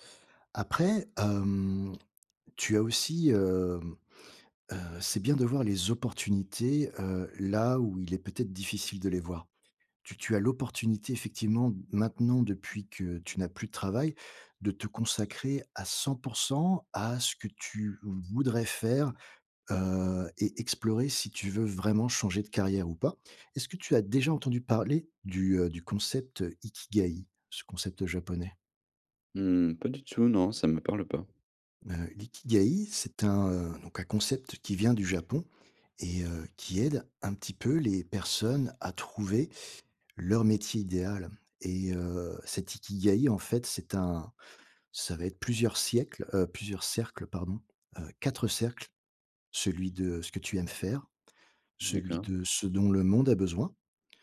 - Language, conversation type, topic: French, advice, Comment rebondir après une perte d’emploi soudaine et repenser sa carrière ?
- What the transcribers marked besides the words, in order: none